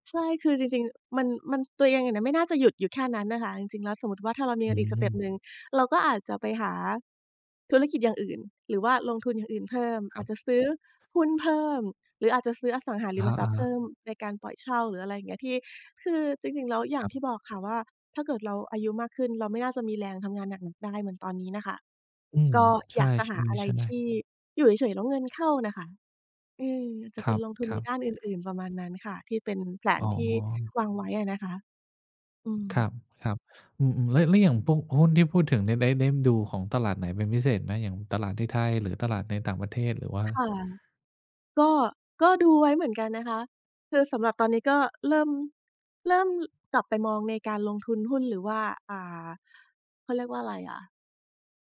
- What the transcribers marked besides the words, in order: unintelligible speech; "แผน" said as "แผลน"
- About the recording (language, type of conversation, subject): Thai, podcast, คุณตั้งเป้าหมายชีวิตยังไงให้ไปถึงจริงๆ?